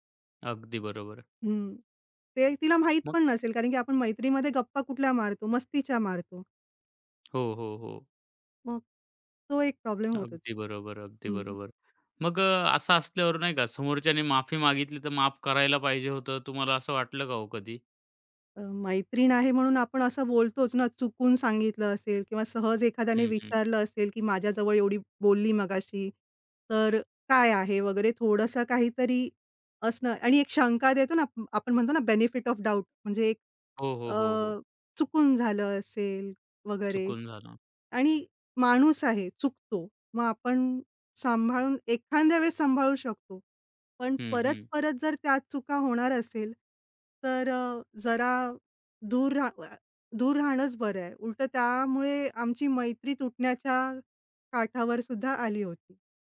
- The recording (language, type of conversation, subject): Marathi, podcast, एकदा विश्वास गेला तर तो कसा परत मिळवता?
- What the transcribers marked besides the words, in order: in English: "बेनिफिट ऑफ डाऊट"